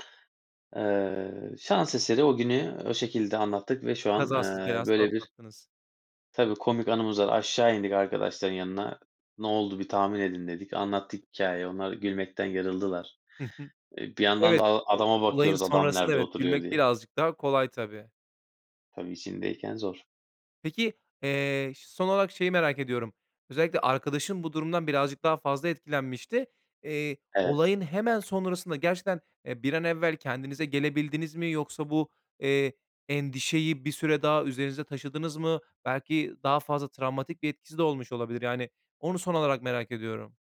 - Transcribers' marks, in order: none
- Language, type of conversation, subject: Turkish, podcast, Yolda başına gelen en komik aksilik neydi?